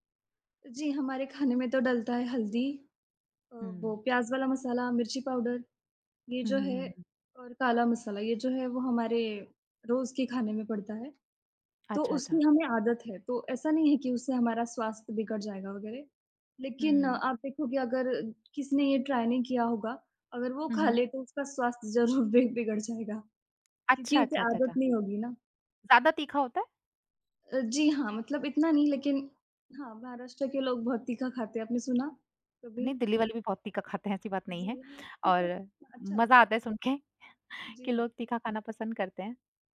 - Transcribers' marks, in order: in English: "ट्राय"; other background noise; tapping; laughing while speaking: "सुनके"
- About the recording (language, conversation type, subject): Hindi, unstructured, खाने में मसालों का क्या महत्व होता है?
- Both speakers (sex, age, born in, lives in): female, 20-24, India, India; female, 25-29, India, India